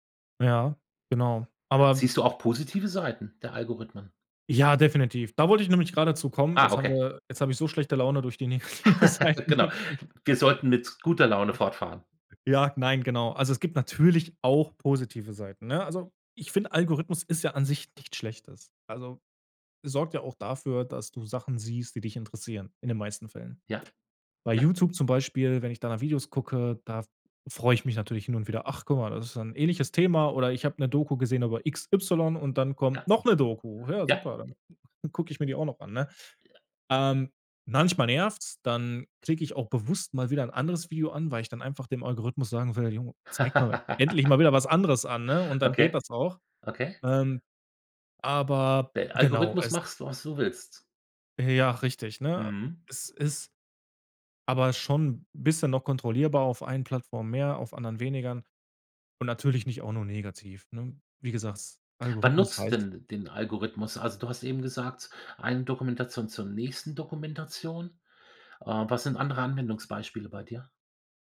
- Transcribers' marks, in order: chuckle; laughing while speaking: "negative Seiten bekommen"; unintelligible speech; other background noise; laugh
- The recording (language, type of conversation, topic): German, podcast, Wie können Algorithmen unsere Meinungen beeinflussen?